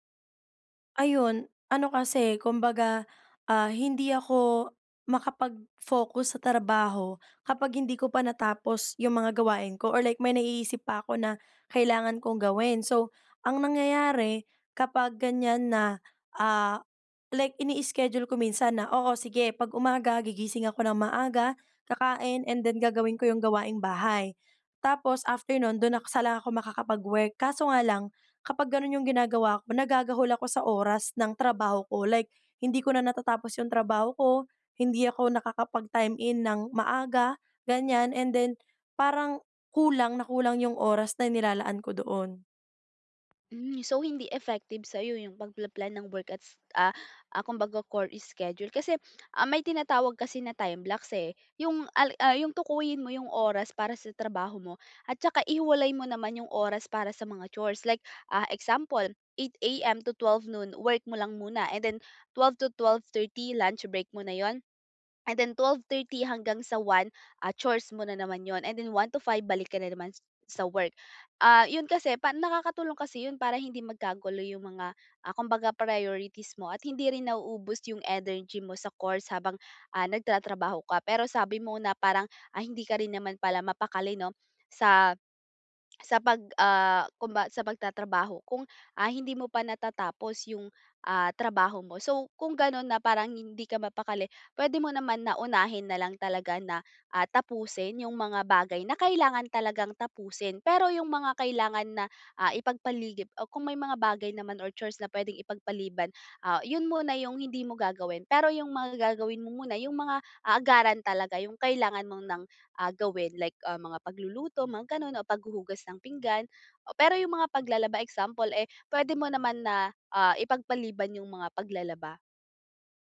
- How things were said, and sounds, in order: in English: "core schedule"; "chore" said as "core"; in English: "time blocks"; tapping; "chores" said as "cores"
- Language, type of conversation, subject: Filipino, advice, Paano namin maayos at patas na maibabahagi ang mga responsibilidad sa aming pamilya?